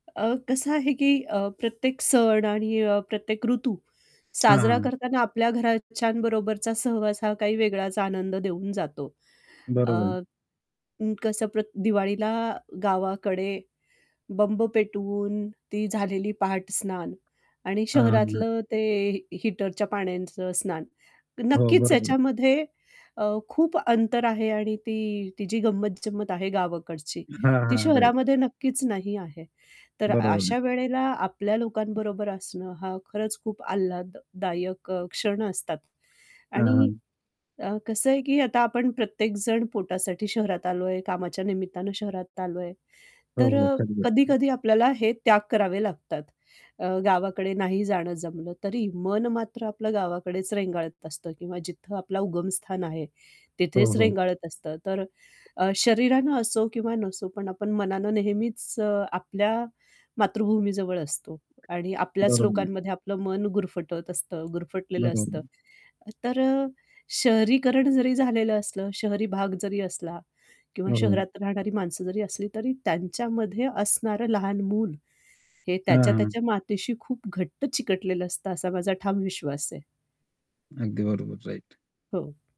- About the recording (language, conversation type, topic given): Marathi, podcast, सण आणि ऋतू यांचं नातं तुला कसं दिसतं?
- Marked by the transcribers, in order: static; other background noise; tapping; distorted speech; in English: "राइट"; unintelligible speech; unintelligible speech; unintelligible speech; in English: "राइट"